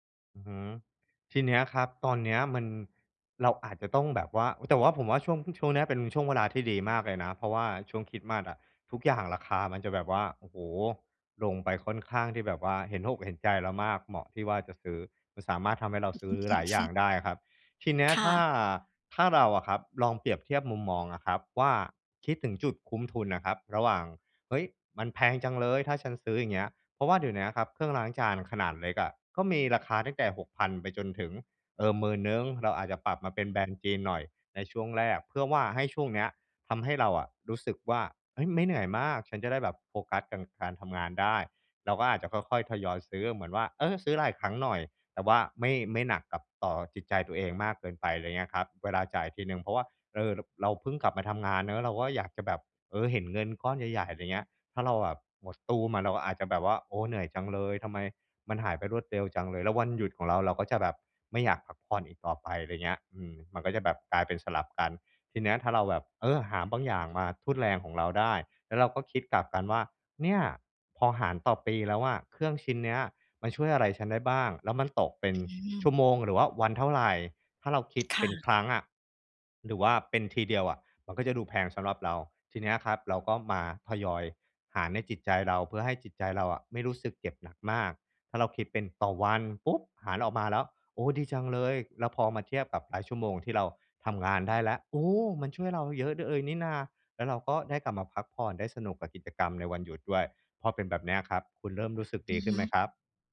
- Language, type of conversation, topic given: Thai, advice, ฉันควรทำอย่างไรเมื่อวันหยุดทำให้ฉันรู้สึกเหนื่อยและกดดัน?
- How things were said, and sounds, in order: unintelligible speech; other background noise